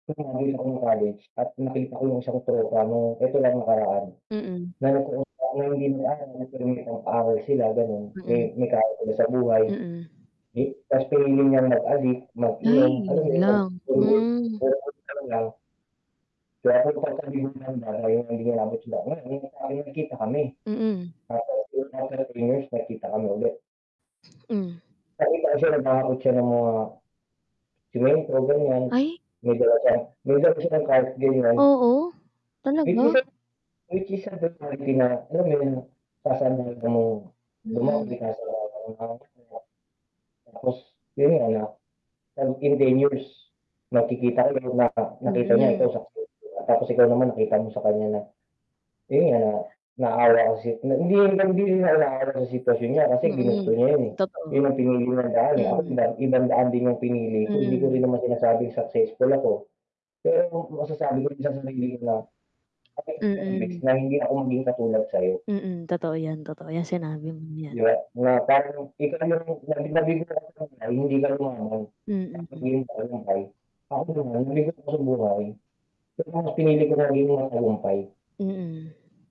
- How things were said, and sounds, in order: static; distorted speech; mechanical hum; unintelligible speech; unintelligible speech; unintelligible speech; other background noise; tapping; unintelligible speech; unintelligible speech; unintelligible speech; unintelligible speech; unintelligible speech; unintelligible speech
- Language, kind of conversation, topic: Filipino, unstructured, Paano mo ipaliliwanag ang konsepto ng tagumpay sa isang simpleng usapan?